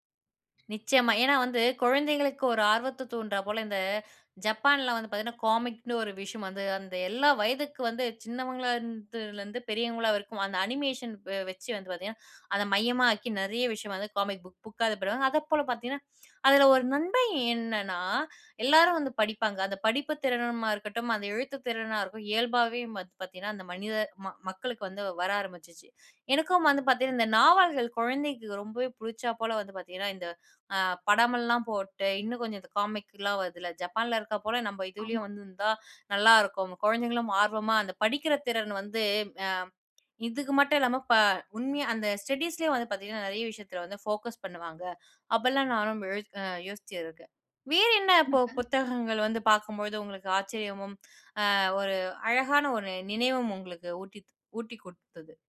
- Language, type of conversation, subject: Tamil, podcast, நீங்கள் முதல் முறையாக நூலகத்திற்குச் சென்றபோது அந்த அனுபவம் எப்படி இருந்தது?
- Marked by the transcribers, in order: other noise; in English: "காமிக்னு"; in English: "அனிமேஷன்"; inhale; "திறனா" said as "திறனமா"; inhale; in English: "காமிக்கலா"; inhale; lip smack; in English: "ஸ்டடீஸ்லேயும்"; in English: "போகஸ்"; breath; breath